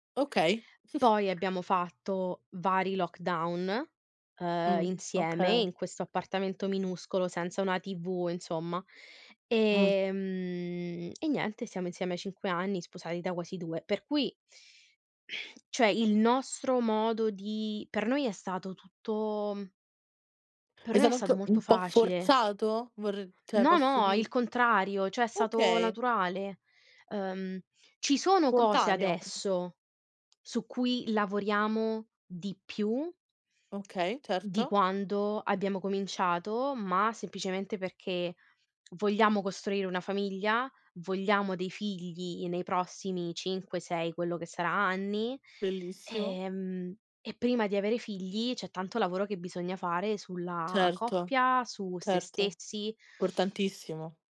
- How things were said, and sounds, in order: snort; other background noise; drawn out: "Ehm"; sigh; "cioè" said as "ceh"; "Spontaneo" said as "pontaneo"; tapping; "Importantissimo" said as "portantissimo"
- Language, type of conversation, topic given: Italian, unstructured, Come ti senti quando parli delle tue emozioni con gli altri?